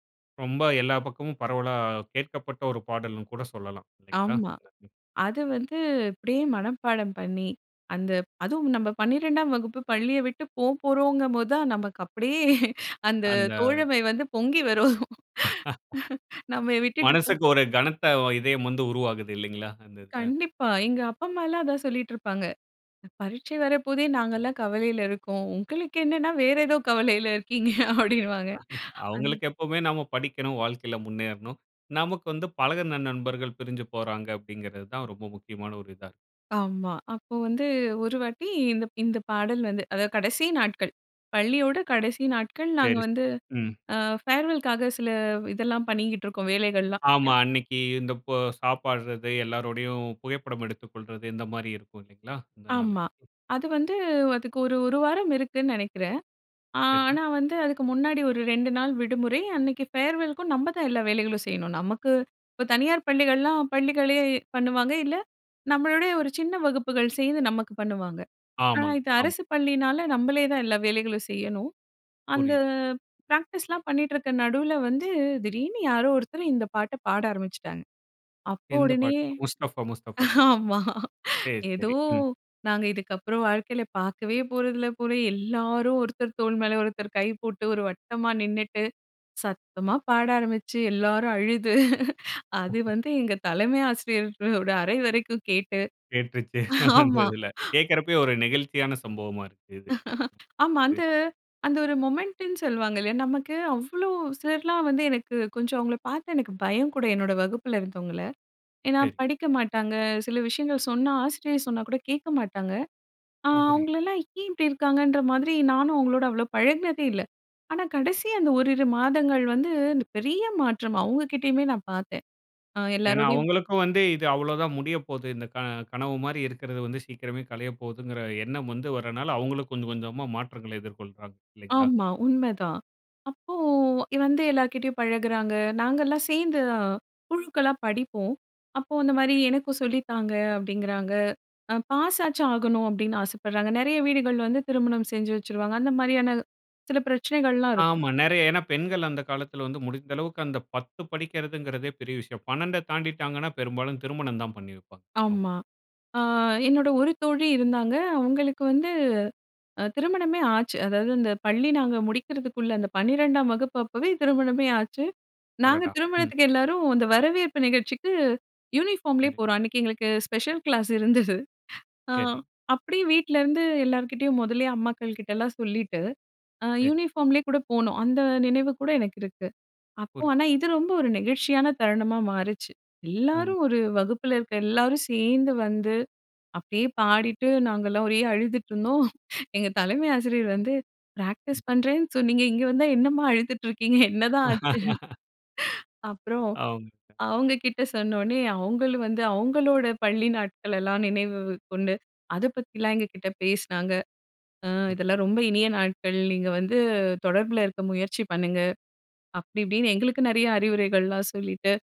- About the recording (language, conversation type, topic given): Tamil, podcast, நீங்களும் உங்கள் நண்பர்களும் சேர்ந்து எப்போதும் பாடும் பாடல் எது?
- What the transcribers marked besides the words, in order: unintelligible speech; laughing while speaking: "அப்படியே"; laughing while speaking: "வரும்"; laugh; "நம்மள" said as "நம்மைய"; "அப்பா" said as "அப்ப"; laughing while speaking: "இருக்கீங்க, அப்படின்னுவாங்க"; chuckle; in English: "ஃபேர்வெல்‌க்காக"; unintelligible speech; "சாப்பிடுறது" said as "சாப்பாடுறது"; in English: "ஃபேர்வெல்க்கும்"; "ஆமாங்க" said as "ஆமாங்"; in English: "ப்ராக்டிஸ்லாம்"; anticipating: "எந்த பாட்டு? முஸ்தஃபா முஸ்தஃபா சொல்"; laughing while speaking: "ஆமா"; unintelligible speech; laughing while speaking: "அழுது"; laughing while speaking: "அந்த இதில"; laughing while speaking: "ஆமா"; laugh; in English: "மொமெண்ட்ன்னு"; unintelligible speech; in English: "யூனிஃபார்ம்லே"; laughing while speaking: "இருந்தது"; in English: "யூனிஃபார்ம்லே"; laughing while speaking: "அழுதுட்டுருந்தோம்"; laugh; laughing while speaking: "இருக்கீங்க? என்னதான் ஆச்சு?"; "நினைவு" said as "நினைவுவு"